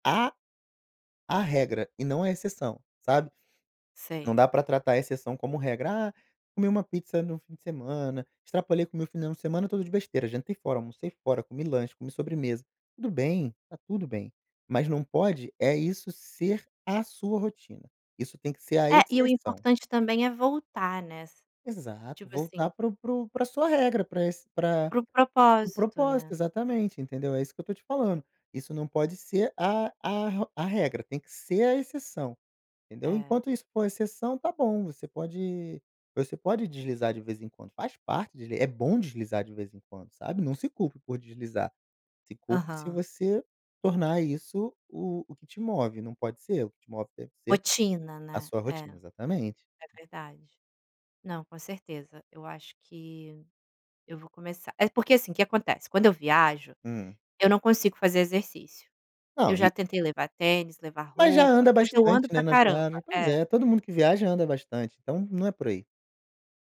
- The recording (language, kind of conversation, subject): Portuguese, advice, Como você gostaria de quebrar a rotina durante viagens ou fins de semana?
- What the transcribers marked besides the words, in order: tapping